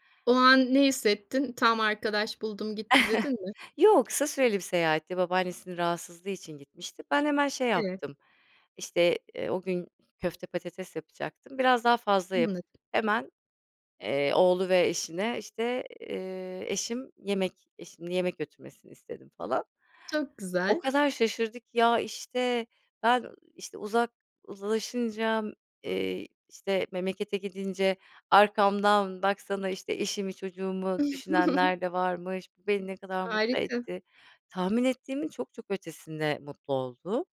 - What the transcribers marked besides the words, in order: tapping; chuckle; other background noise
- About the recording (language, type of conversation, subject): Turkish, podcast, Yeni tanıştığın biriyle hızlıca bağ kurmak için neler yaparsın?